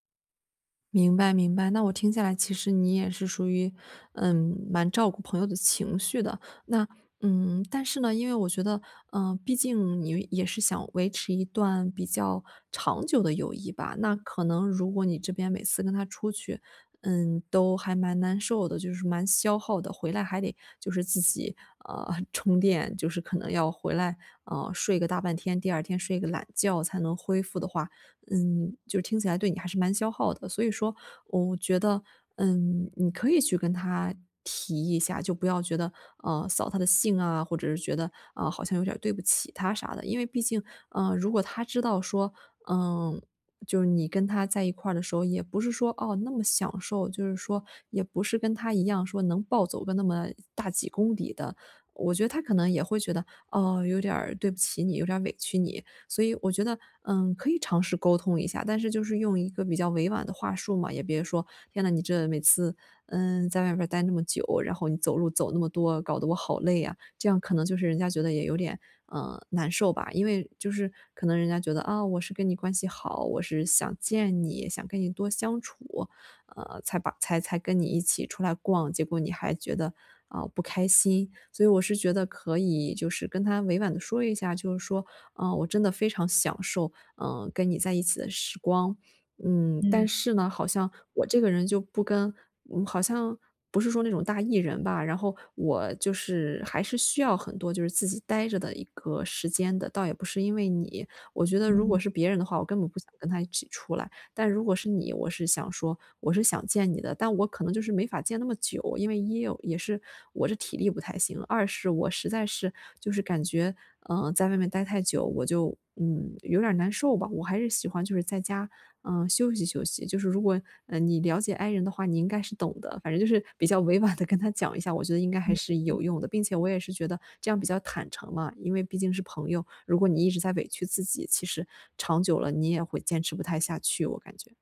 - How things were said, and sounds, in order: laughing while speaking: "充电"; laughing while speaking: "委婉地"; other background noise
- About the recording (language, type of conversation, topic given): Chinese, advice, 我怎麼能更好地平衡社交與個人時間？